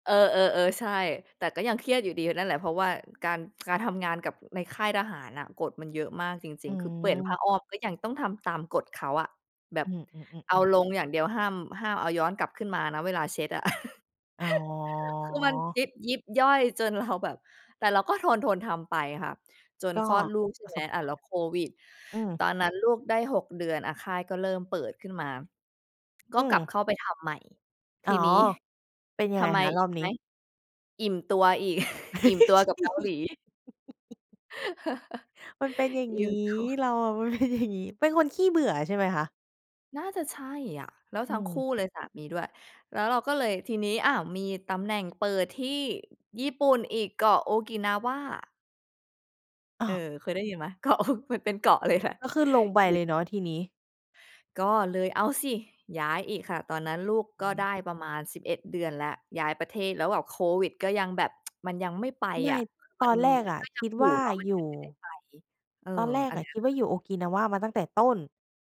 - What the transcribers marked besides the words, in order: other background noise; laugh; tapping; chuckle; laugh; chuckle; laughing while speaking: "อิ่มตัว"; laughing while speaking: "เราอะเป็นอย่างนี้"; laughing while speaking: "เกาะ มันเป็นเกาะเลยแหละ"; unintelligible speech; tsk
- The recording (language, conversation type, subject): Thai, podcast, คุณช่วยเล่าประสบการณ์ครั้งหนึ่งที่คุณไปยังสถานที่ที่ช่วยเติมพลังใจให้คุณได้ไหม?